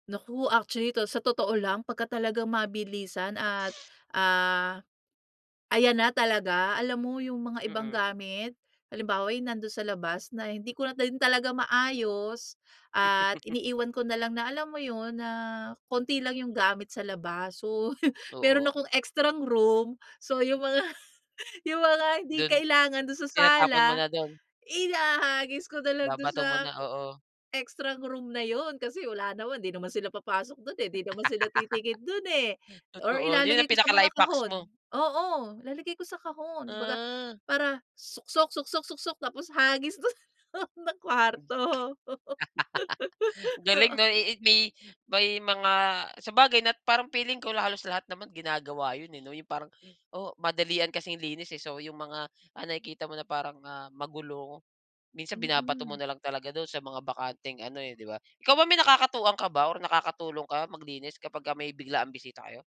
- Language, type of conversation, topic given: Filipino, podcast, Paano ninyo inihahanda ang bahay kapag may biglaang bisita?
- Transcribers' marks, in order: other background noise; gasp; chuckle; tapping; gasp; chuckle; gasp; laughing while speaking: "yung mga yung mga hindi … titingin do'n eh"; laugh; in English: "pinaka-life-hacks"; laugh; gasp; laughing while speaking: "do'n, sa kwarto"; gasp; gasp